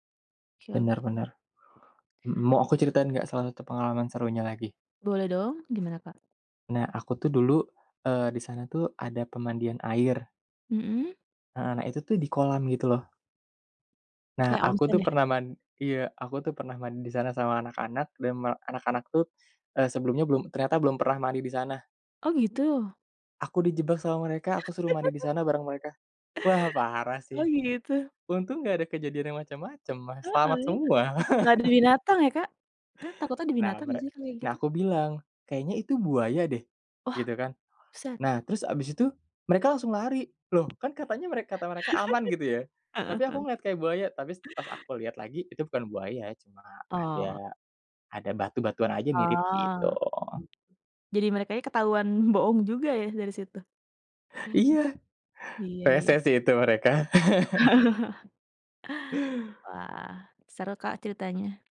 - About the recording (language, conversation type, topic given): Indonesian, podcast, Bisa ceritakan pekerjaan yang paling berkesan buat kamu sejauh ini?
- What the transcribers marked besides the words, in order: laugh; laugh; tapping; chuckle; chuckle